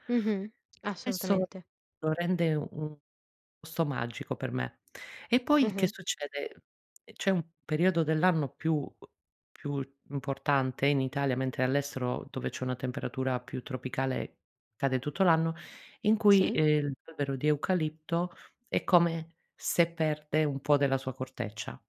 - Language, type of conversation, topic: Italian, podcast, Quando ti senti più creativo e davvero te stesso?
- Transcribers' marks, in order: none